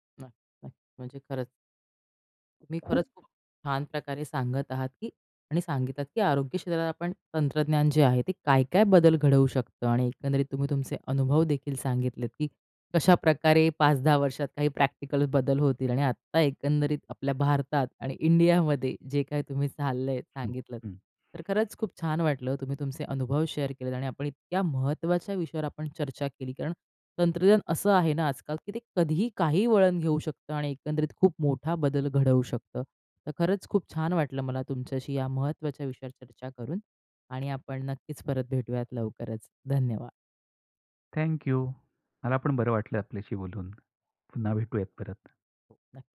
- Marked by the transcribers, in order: tapping; other background noise; in English: "शेअर"
- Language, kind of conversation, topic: Marathi, podcast, आरोग्य क्षेत्रात तंत्रज्ञानामुळे कोणते बदल घडू शकतात, असे तुम्हाला वाटते का?